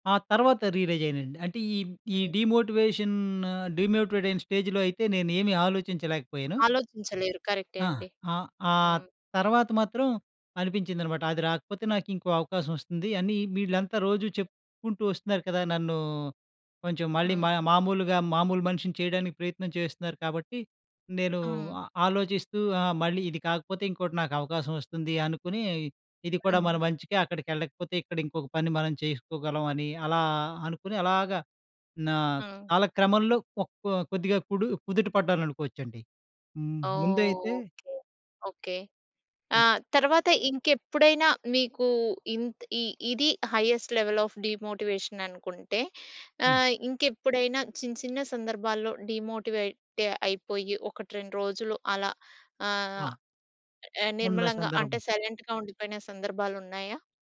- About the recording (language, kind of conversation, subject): Telugu, podcast, మోటివేషన్ తగ్గినప్పుడు మీరు ఏమి చేస్తారు?
- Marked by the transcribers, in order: in English: "స్టేజ్‌లో"; in English: "హైయెస్ట్ లెవెల్ ఆఫ్ డీమోటివేషన్"; in English: "డీమోటివేట్"; in English: "సైలెంట్‌గా"